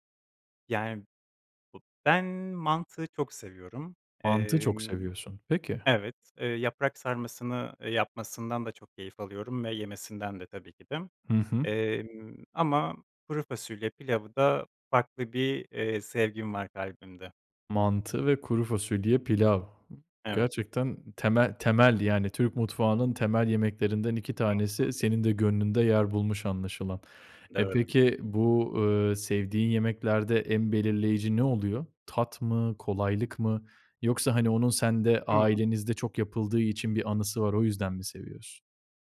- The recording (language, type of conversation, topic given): Turkish, podcast, Mutfakta en çok hangi yemekleri yapmayı seviyorsun?
- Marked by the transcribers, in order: unintelligible speech; unintelligible speech